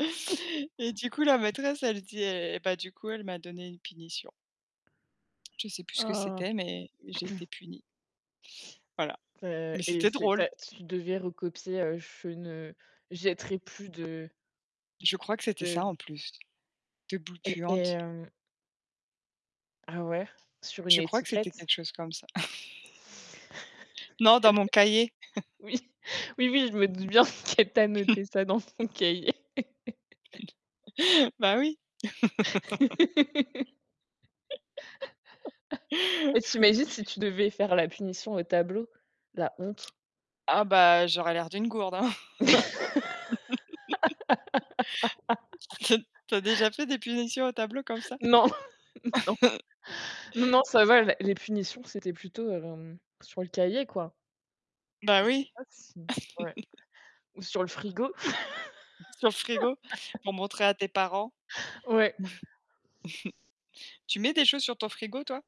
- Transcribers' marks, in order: chuckle; throat clearing; tapping; other background noise; static; chuckle; unintelligible speech; laughing while speaking: "Oui"; chuckle; laughing while speaking: "bien"; chuckle; laughing while speaking: "dans ton cahier"; chuckle; laugh; chuckle; laugh; laugh; laughing while speaking: "Tu as"; laughing while speaking: "Non, non"; chuckle; distorted speech; laugh; laugh; chuckle
- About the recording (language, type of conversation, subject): French, unstructured, Quelle est la chose la plus drôle qui te soit arrivée quand tu étais jeune ?